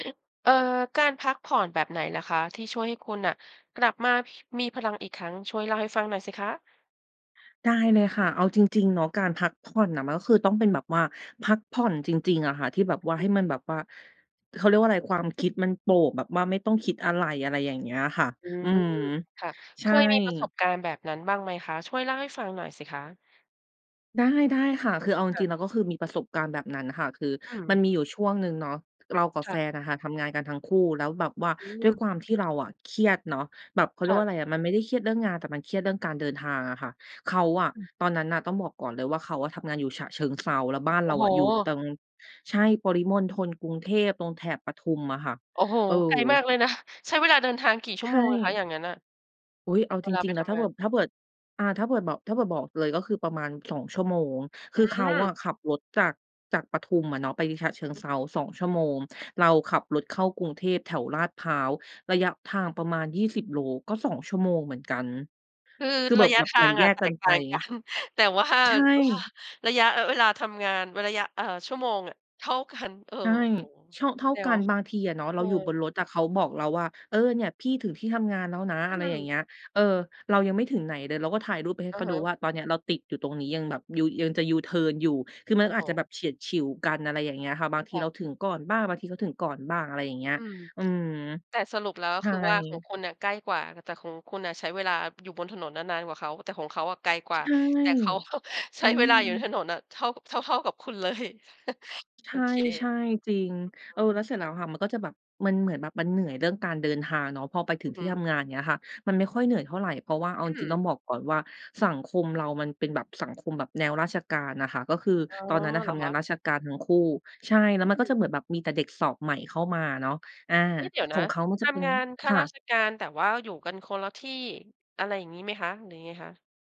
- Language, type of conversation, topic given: Thai, podcast, การพักผ่อนแบบไหนช่วยให้คุณกลับมามีพลังอีกครั้ง?
- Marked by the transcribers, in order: tapping; surprised: "โอ้โฮ ! ไกลมากเลยนะ"; other noise; "แบบ" said as "เบิบ"; "เกิด" said as "เบิด"; "แบบ-" said as "เบิบ"; laughing while speaking: "กัน"; laughing while speaking: "ว่า ว่า"; laughing while speaking: "เท่ากัน เออ"; "แต่ว่า" said as "แด่เวาะ"; laughing while speaking: "เขา"; laughing while speaking: "เลย"; chuckle